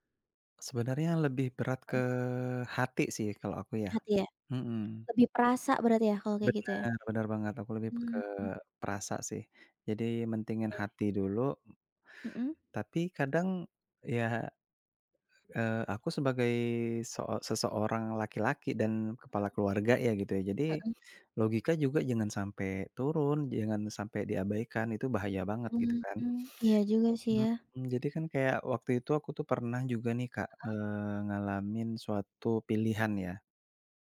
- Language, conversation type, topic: Indonesian, podcast, Gimana cara kamu menimbang antara hati dan logika?
- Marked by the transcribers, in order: none